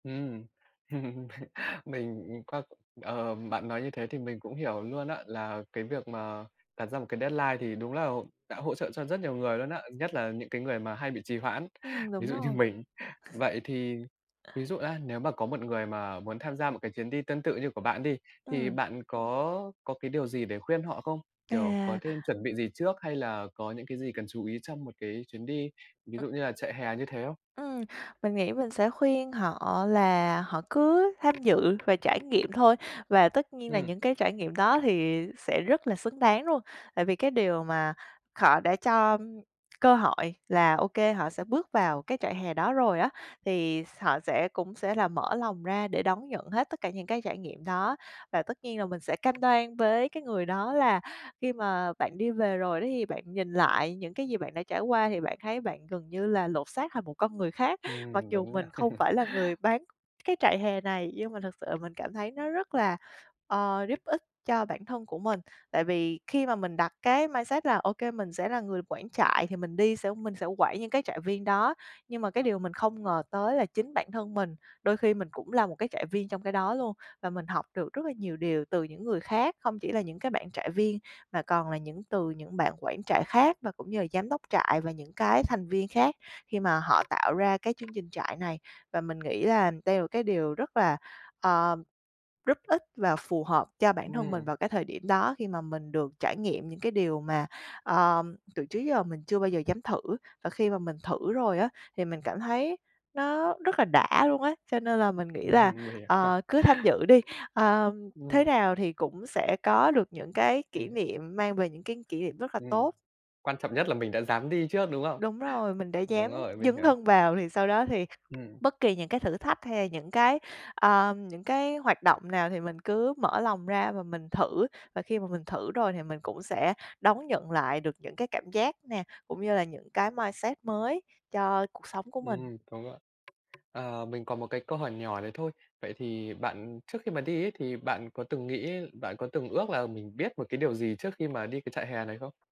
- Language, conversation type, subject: Vietnamese, podcast, Chuyến đi nào đã khiến bạn thay đổi nhiều nhất?
- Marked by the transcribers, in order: laugh; other background noise; laughing while speaking: "ờ"; in English: "deadline"; tapping; other noise; chuckle; in English: "mindset"; laughing while speaking: "Mình"; in English: "mindset"